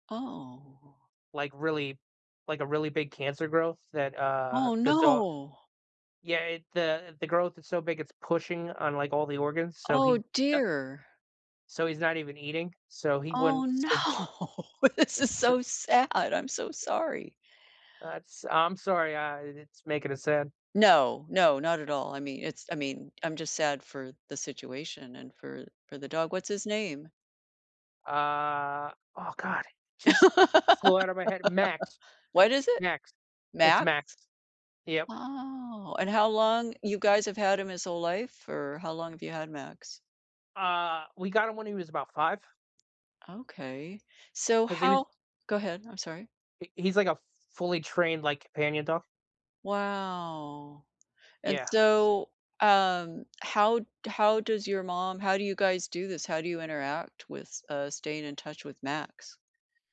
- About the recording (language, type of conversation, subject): English, unstructured, How has a small piece of everyday technology strengthened your connections lately?
- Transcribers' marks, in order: sad: "Oh"; surprised: "Oh, no!"; laughing while speaking: "no, this is so sad"; tapping; laugh; other background noise; drawn out: "Wow"; background speech